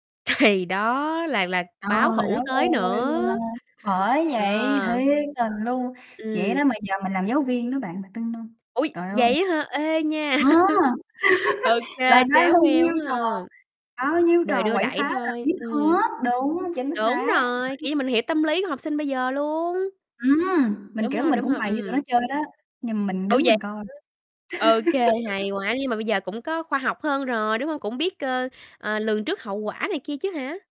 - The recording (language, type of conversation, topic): Vietnamese, podcast, Bạn có còn nhớ lần tò mò lớn nhất hồi bé của mình không?
- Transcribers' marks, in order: laughing while speaking: "Thì"; static; distorted speech; tapping; laugh; lip smack; laugh